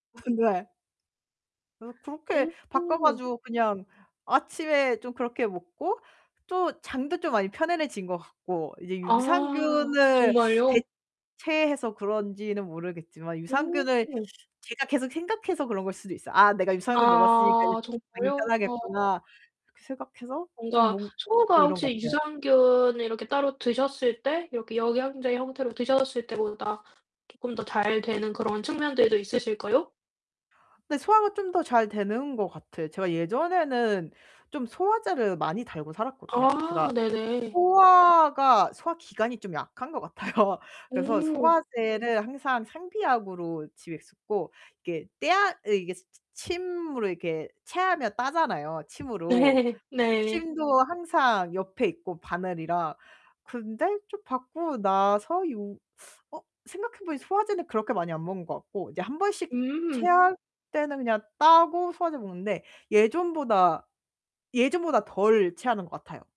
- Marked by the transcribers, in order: distorted speech; unintelligible speech; other background noise; laughing while speaking: "같아요"; laughing while speaking: "네"; teeth sucking
- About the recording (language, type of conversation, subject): Korean, podcast, 평일 아침에는 보통 어떤 루틴으로 하루를 시작하시나요?
- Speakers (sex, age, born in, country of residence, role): female, 25-29, South Korea, Germany, guest; female, 25-29, South Korea, Sweden, host